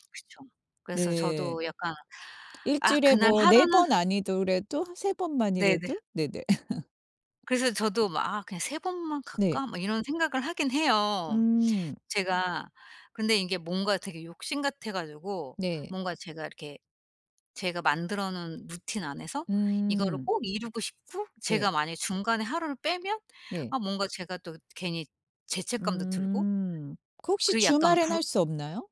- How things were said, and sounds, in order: laugh
- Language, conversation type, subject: Korean, advice, 건강관리(운동·수면)과 업무가 충돌할 때 어떤 상황이 가장 어렵게 느껴지시나요?